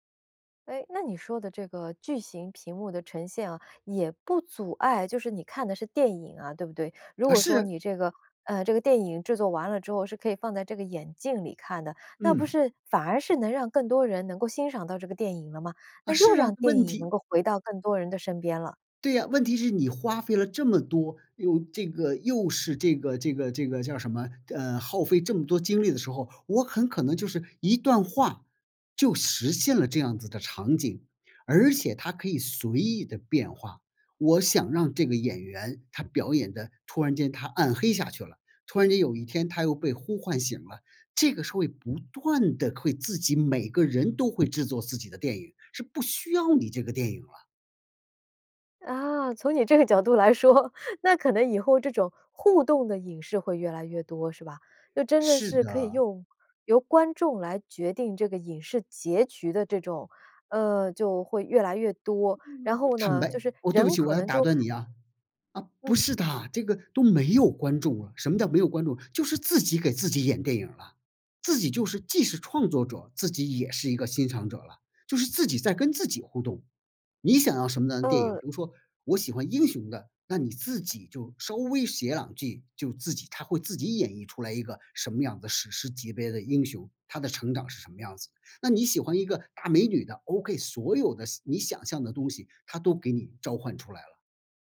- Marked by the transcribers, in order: laughing while speaking: "来说"; "真的" said as "真着"; other noise
- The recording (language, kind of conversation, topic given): Chinese, podcast, 你觉得追剧和看电影哪个更上瘾？